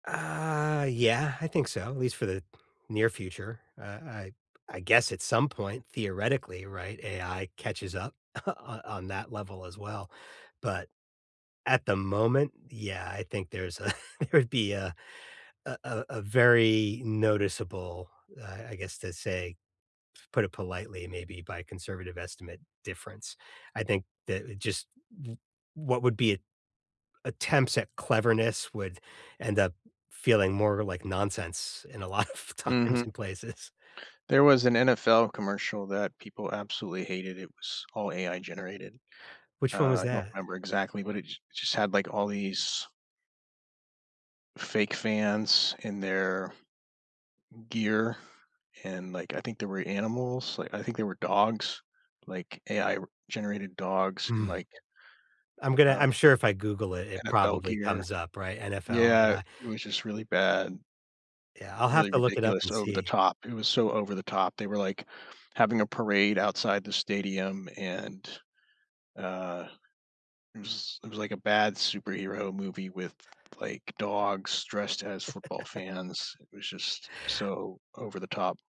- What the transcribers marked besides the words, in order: drawn out: "Uh"; other background noise; tapping; scoff; laughing while speaking: "a there would"; laughing while speaking: "lot of times and places"; chuckle
- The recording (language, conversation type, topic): English, unstructured, How can I spot ads using my fears to persuade me?